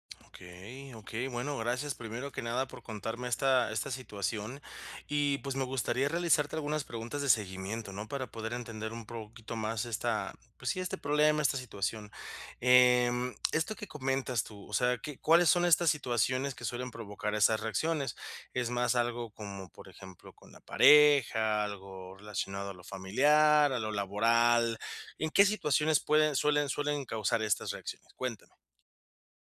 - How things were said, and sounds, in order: "poquito" said as "proquito"; tapping
- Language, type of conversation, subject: Spanish, advice, ¿Cómo puedo manejar reacciones emocionales intensas en mi día a día?